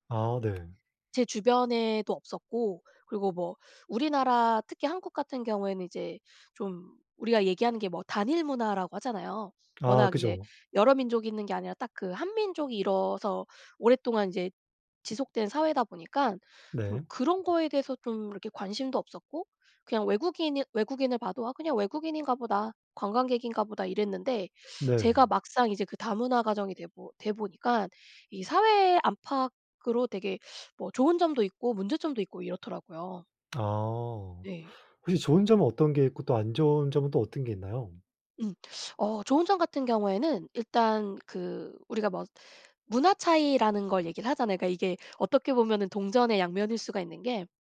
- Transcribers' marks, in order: tapping; teeth sucking; teeth sucking
- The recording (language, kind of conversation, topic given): Korean, unstructured, 다양한 문화가 공존하는 사회에서 가장 큰 도전은 무엇일까요?